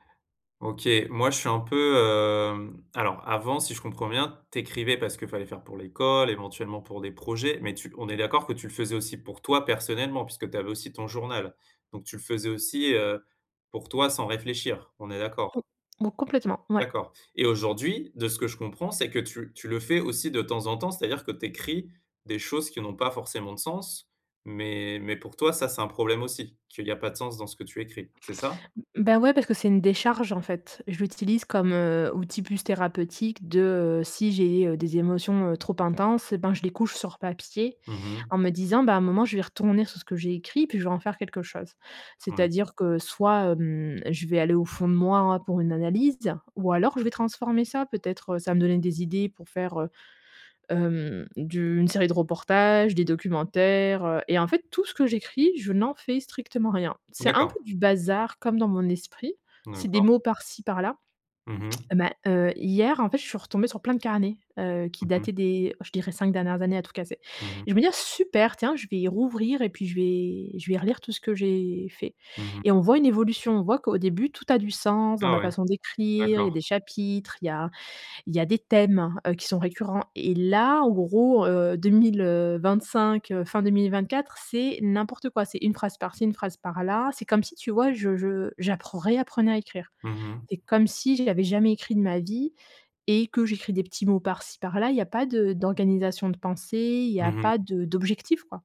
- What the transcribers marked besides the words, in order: drawn out: "hem"; stressed: "l'école"; stressed: "décharge"; stressed: "documentaires"
- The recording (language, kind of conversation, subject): French, advice, Comment surmonter le doute sur son identité créative quand on n’arrive plus à créer ?